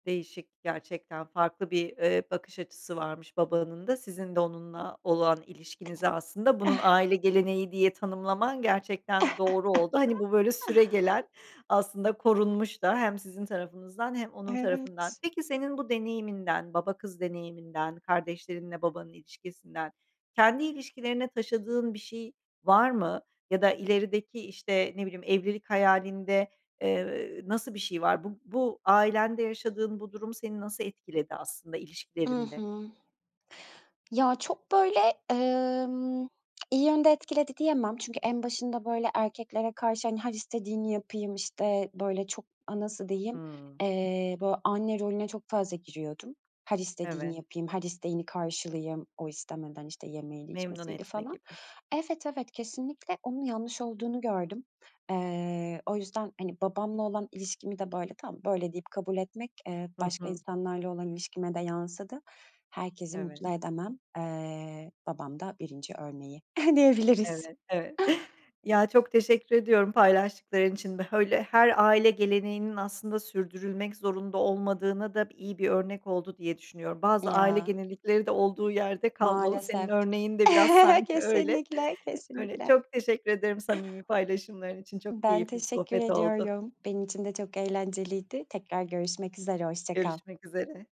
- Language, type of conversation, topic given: Turkish, podcast, Yalnızca sizin ailenize özgü bir gelenek var mı, anlatır mısın?
- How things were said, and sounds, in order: other background noise; chuckle; chuckle; chuckle; "Öyle" said as "Höyle"; tapping; chuckle; laughing while speaking: "öyle"